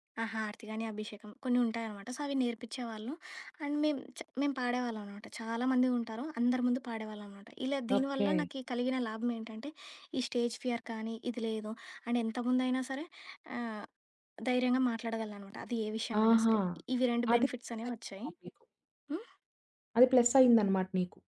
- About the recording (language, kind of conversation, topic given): Telugu, podcast, పాత హాబీతో మళ్లీ మమేకమయ్యేటప్పుడు సాధారణంగా ఎదురయ్యే సవాళ్లు ఏమిటి?
- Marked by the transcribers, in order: in English: "సో"; in English: "అండ్"; other background noise; in English: "స్టేజ్ ఫియర్"; in English: "అండ్"; in English: "బెనిఫిట్స్"; unintelligible speech; tapping